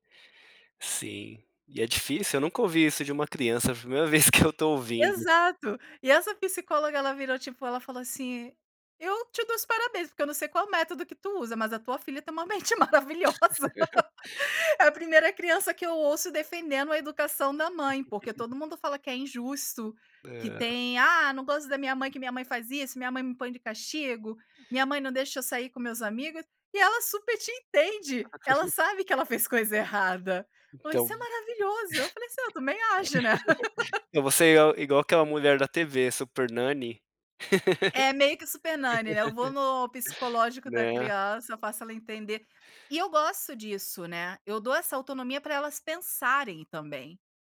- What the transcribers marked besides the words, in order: laughing while speaking: "mente maravilhosa"; laugh; laugh; tapping; laugh; other background noise; laugh; laugh; laugh
- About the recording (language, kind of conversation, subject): Portuguese, podcast, Como incentivar a autonomia sem deixar de proteger?